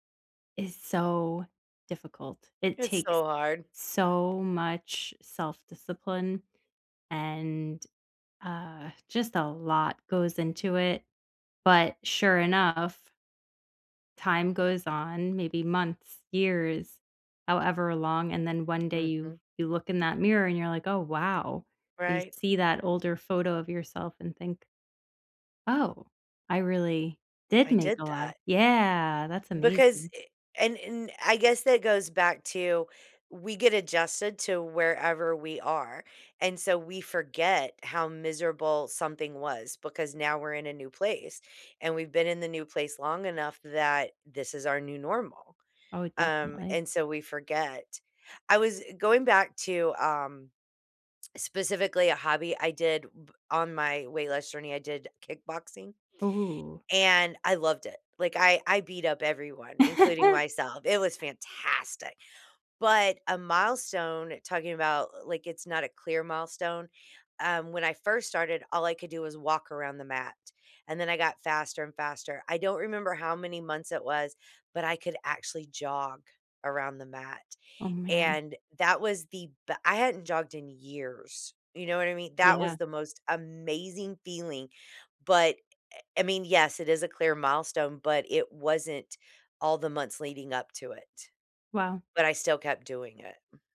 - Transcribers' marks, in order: tapping; other background noise; tsk; stressed: "fantastic"; laugh
- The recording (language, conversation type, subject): English, unstructured, How do you measure progress in hobbies that don't have obvious milestones?